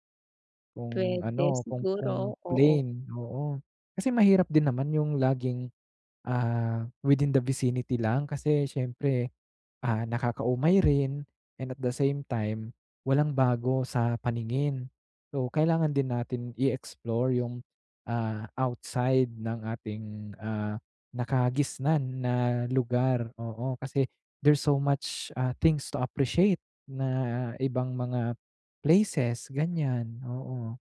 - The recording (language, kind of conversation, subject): Filipino, advice, Paano ko mas mabibigyang-halaga ang mga karanasan kaysa sa mga materyal na bagay?
- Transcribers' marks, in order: none